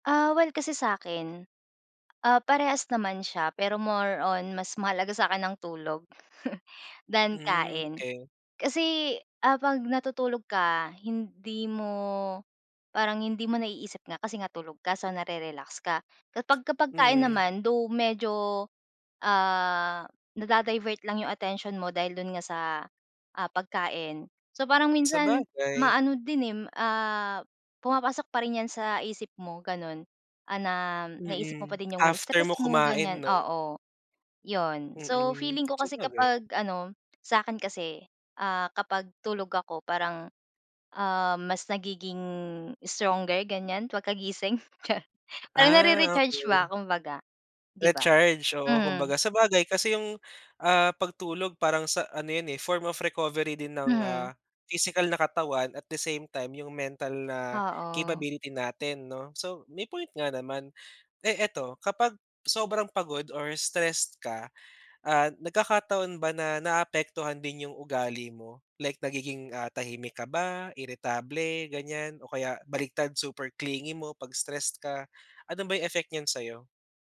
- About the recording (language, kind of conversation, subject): Filipino, podcast, Ano ang papel ng tulog sa pamamahala mo ng stress?
- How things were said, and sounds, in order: tapping; chuckle; chuckle; unintelligible speech; in English: "at the same time"